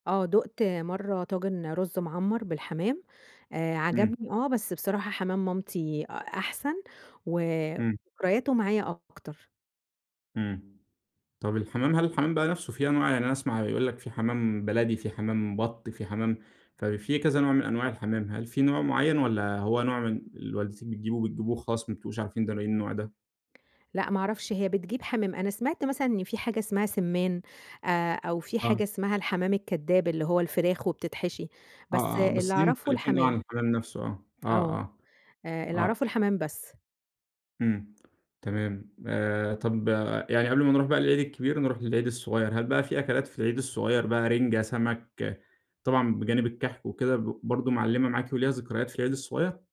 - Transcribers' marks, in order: tapping
- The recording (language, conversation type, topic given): Arabic, podcast, إيه أكتر ذكرى ليك مرتبطة بأكلة بتحبها؟
- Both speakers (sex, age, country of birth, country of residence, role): female, 30-34, Egypt, Egypt, guest; male, 25-29, Egypt, Egypt, host